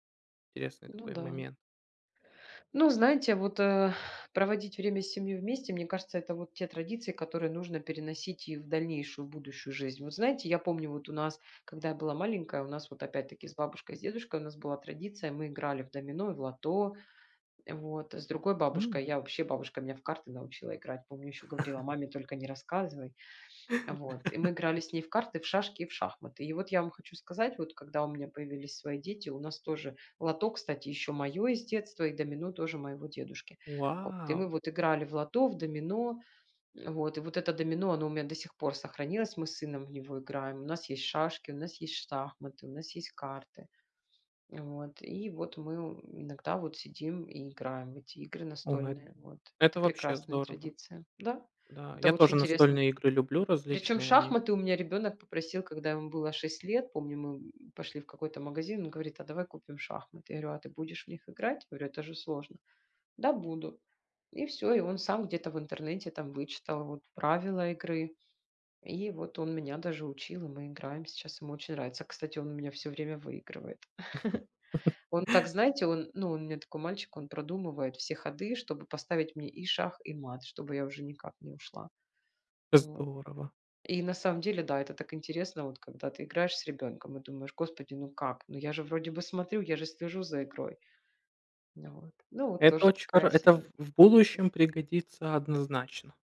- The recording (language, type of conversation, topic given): Russian, unstructured, Какая традиция из твоего детства тебе запомнилась больше всего?
- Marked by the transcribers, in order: exhale; tapping; laugh; laugh; sniff; sniff; grunt; other background noise; grunt; sniff; laugh; laugh; other noise